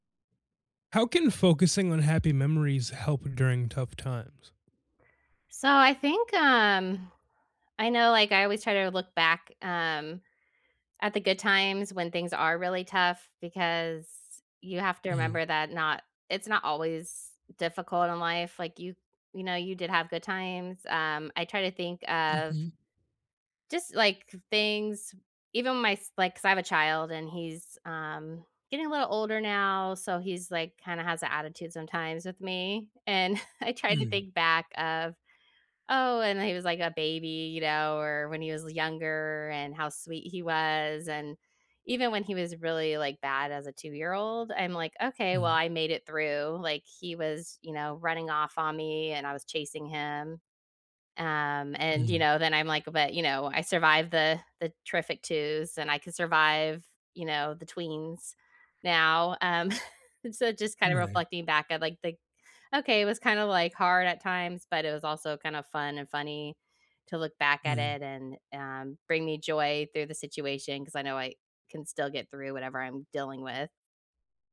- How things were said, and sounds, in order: chuckle; other background noise; chuckle
- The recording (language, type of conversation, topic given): English, unstructured, How can focusing on happy memories help during tough times?